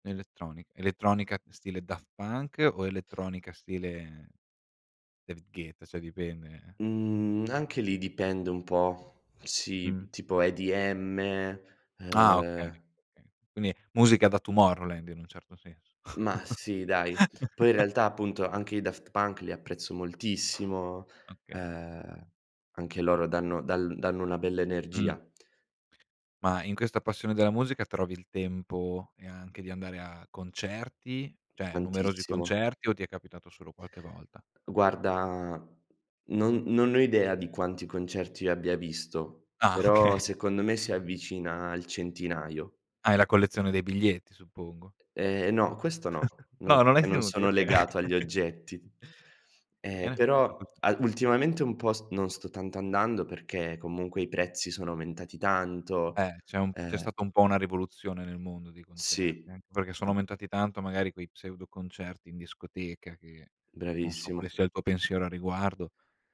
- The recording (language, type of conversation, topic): Italian, podcast, Come il tuo ambiente familiare ha influenzato il tuo gusto musicale?
- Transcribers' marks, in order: "Cioè" said as "ceh"; chuckle; "cioè" said as "ceh"; laughing while speaking: "Ah, okay"; tapping; chuckle; laughing while speaking: "Okay"